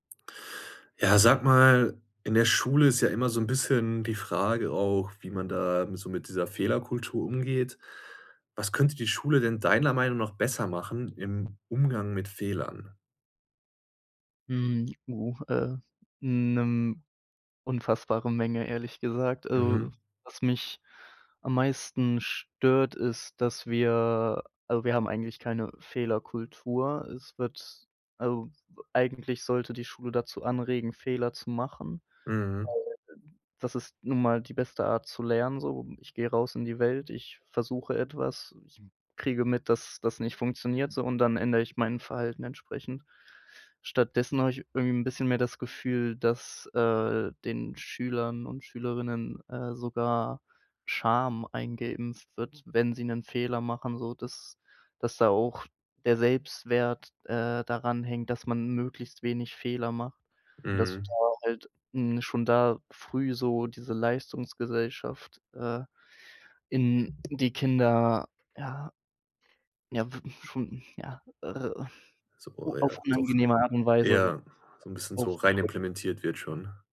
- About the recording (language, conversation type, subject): German, podcast, Was könnte die Schule im Umgang mit Fehlern besser machen?
- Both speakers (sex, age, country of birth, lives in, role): male, 25-29, Germany, Germany, guest; male, 25-29, Germany, Germany, host
- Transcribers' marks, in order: unintelligible speech